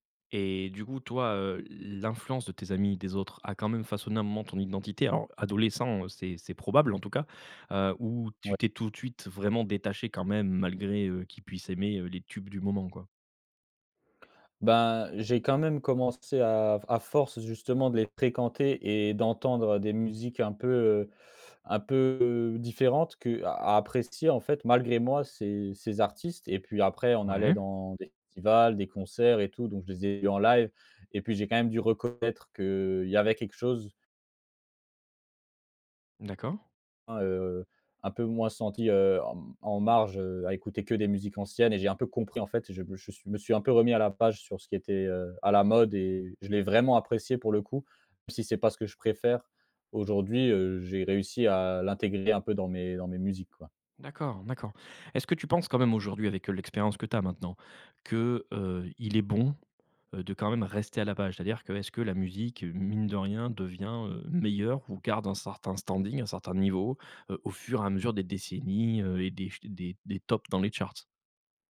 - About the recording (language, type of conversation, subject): French, podcast, Comment la musique a-t-elle marqué ton identité ?
- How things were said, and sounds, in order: other background noise; drawn out: "peu"; put-on voice: "standing"; put-on voice: "charts ?"